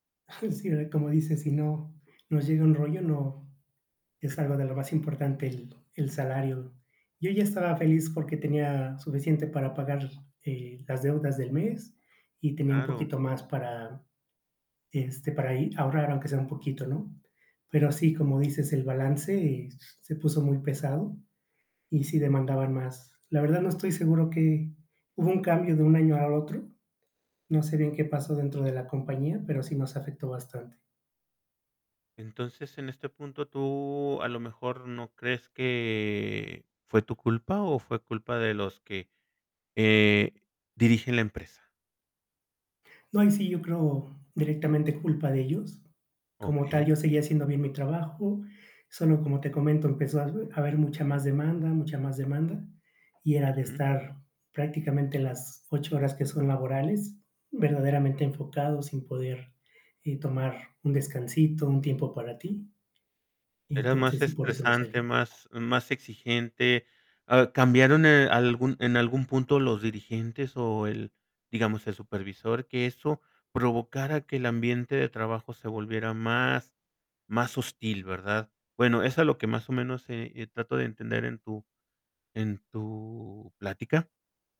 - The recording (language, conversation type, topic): Spanish, podcast, ¿Qué papel juega el sueldo en tus decisiones profesionales?
- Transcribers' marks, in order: static; chuckle; other background noise; tapping